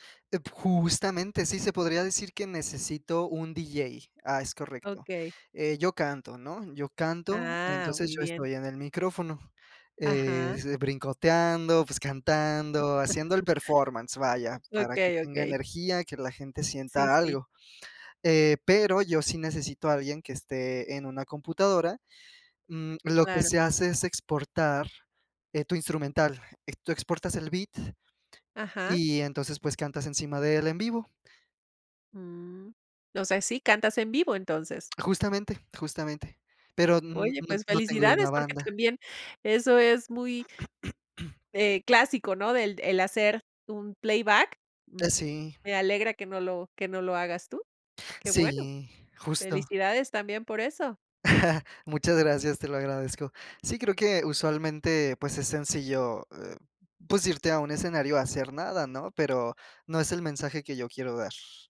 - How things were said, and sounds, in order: chuckle; throat clearing; giggle
- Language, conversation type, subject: Spanish, podcast, ¿Cómo conviertes una idea vaga en algo concreto?